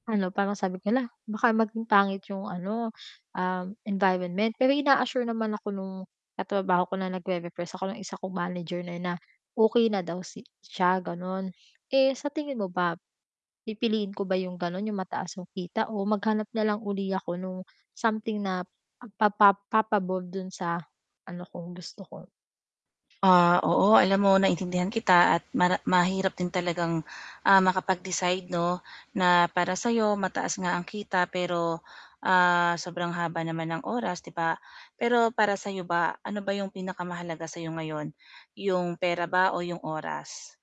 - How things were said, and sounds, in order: static
- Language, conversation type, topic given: Filipino, advice, Paano ko pipiliin kung mas mahalaga sa akin ang mas mataas na kita o mas maraming oras?